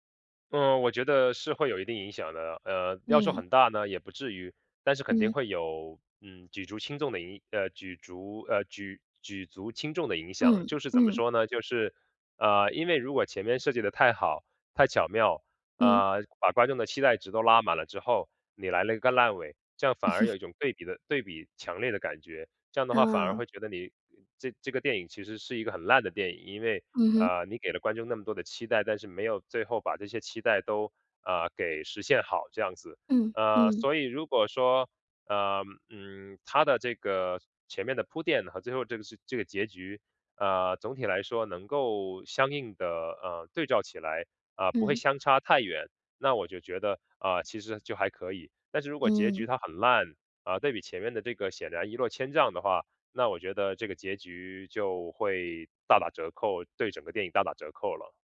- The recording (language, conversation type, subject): Chinese, podcast, 电影的结局真的那么重要吗？
- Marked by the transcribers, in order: "举足轻重" said as "举竹轻纵"; "举足" said as "举竹"; other background noise; laughing while speaking: "嗯哼"